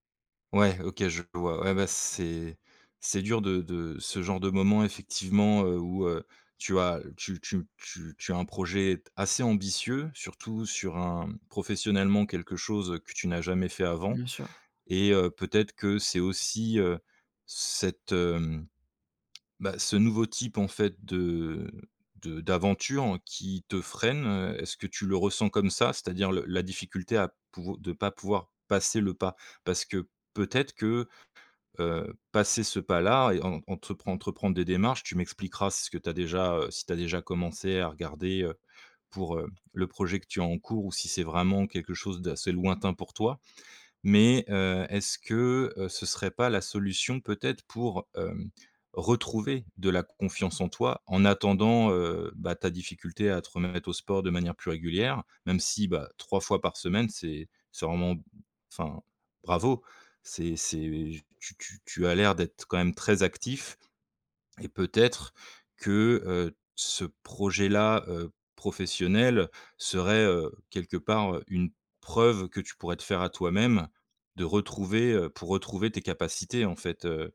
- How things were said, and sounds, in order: stressed: "retrouver"
- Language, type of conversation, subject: French, advice, Pourquoi est-ce que je procrastine sans cesse sur des tâches importantes, et comment puis-je y remédier ?